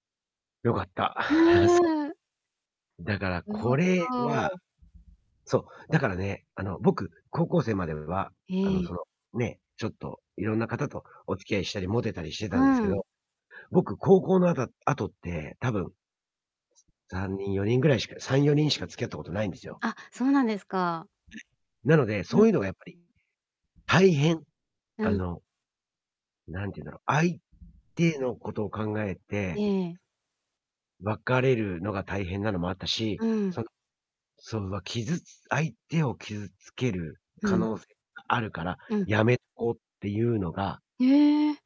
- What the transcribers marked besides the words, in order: static; unintelligible speech; distorted speech
- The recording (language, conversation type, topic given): Japanese, advice, デートで相手に別れを切り出すとき、どのように会話を進めればよいですか?